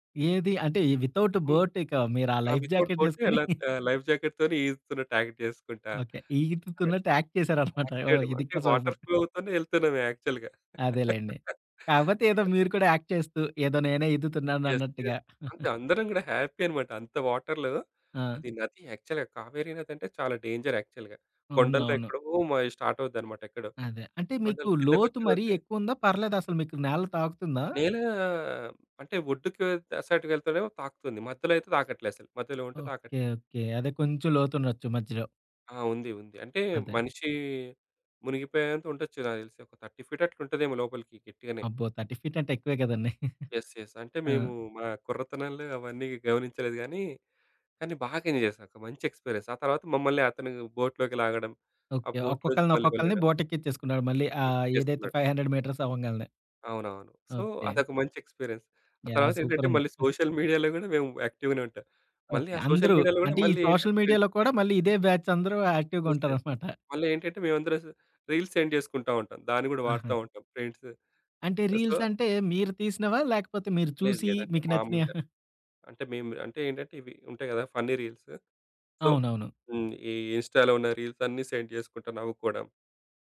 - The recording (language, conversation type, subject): Telugu, podcast, రేడియో వినడం, స్నేహితులతో పక్కాగా సమయం గడపడం, లేక సామాజిక మాధ్యమాల్లో ఉండడం—మీకేం ఎక్కువగా ఆకర్షిస్తుంది?
- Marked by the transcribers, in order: in English: "విత్‌ఔట్ బోట్"; in English: "విత్‌ఔట్ బోట్"; in English: "లైఫ్ జాకెట్"; giggle; in English: "లైఫ్ జాకెట్‍తోనే"; in English: "యాక్ట్"; tapping; in English: "యాక్ట్"; laughing while speaking: "చేశారనమాట"; in English: "యాక్ట్"; in English: "సూపర్"; other background noise; in English: "వాటర్ ఫ్లో"; in English: "యాక్చువల్‍గా"; chuckle; in English: "యాక్ట్"; in English: "యెస్. యెస్"; giggle; in English: "హ్యాపీ"; in English: "వాటర్‍లో"; in English: "యాక్చువల్‍గా"; in English: "డేంజర్ యాక్చువల్‍గా"; in English: "స్టార్ట్"; drawn out: "నేలా"; in English: "అసార్ట్‌కి"; in English: "థర్టీ ఫీట్"; in English: "థర్టీ ఫీట్"; in English: "యెస్ యెస్"; giggle; in English: "ఎంజాయ్"; in English: "ఎక్స్‌పీరియన్స్"; in English: "బోట్‍లోకి"; in English: "బోట్‍లో"; in English: "చెక్"; in English: "ఫైవ్ హండ్రెడ్ మీటర్స్"; in English: "సో"; in English: "ఎక్స్‌పీరియన్స్"; in English: "సోషల్ మీడియాలో"; giggle; in English: "యాక్టివ్‍గానే"; in English: "సోషల్ మీడియాలో"; in English: "సోషల్ మీడియాలో"; in English: "ఫ్రెండ్స్"; in English: "బ్యాచ్"; in English: "యాక్టివ్‍గా"; in English: "యెస్, యెస్"; in English: "రీల్స్ సెండ్"; in English: "ఫ్రెండ్స్"; in English: "సో"; giggle; in English: "ఫన్నీ రీల్స్ సో"; in English: "ఇన్‍స్టాలో"; in English: "సెండ్"